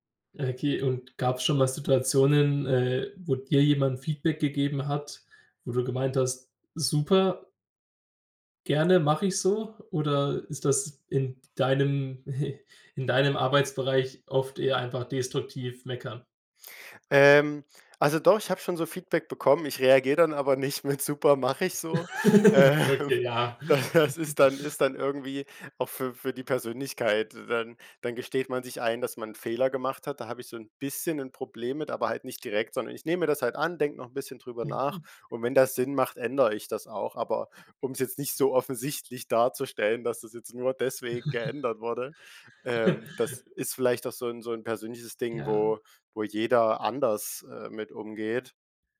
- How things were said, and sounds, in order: chuckle; laughing while speaking: "nicht mit: Super"; laugh; laughing while speaking: "Ähm, da das ist"; giggle; giggle
- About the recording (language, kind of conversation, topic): German, podcast, Wie kannst du Feedback nutzen, ohne dich kleinzumachen?